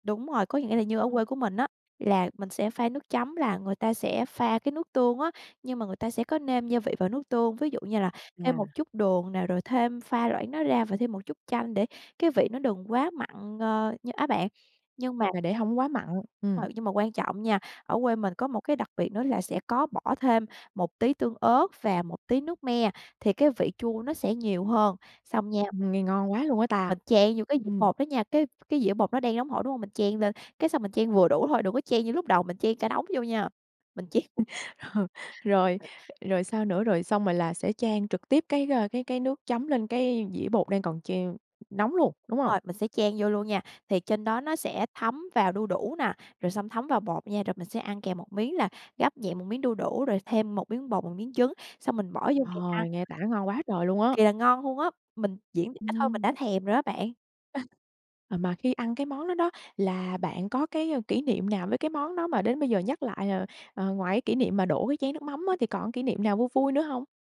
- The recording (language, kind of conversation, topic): Vietnamese, podcast, Món ăn đường phố bạn thích nhất là gì, và vì sao?
- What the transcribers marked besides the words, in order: tapping; chuckle; laughing while speaking: "chan"; chuckle; laugh